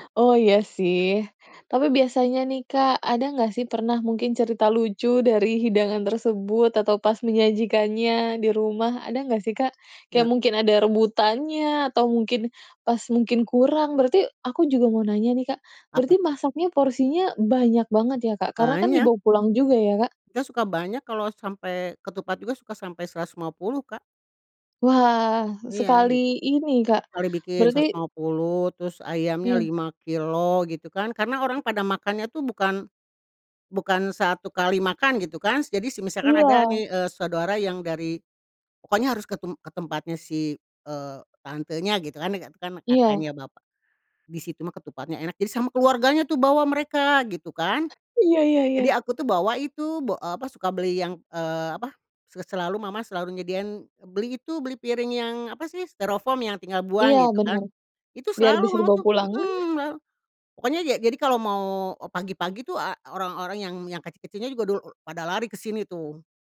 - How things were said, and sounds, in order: tapping; chuckle
- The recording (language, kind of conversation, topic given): Indonesian, podcast, Ceritakan hidangan apa yang selalu ada di perayaan keluargamu?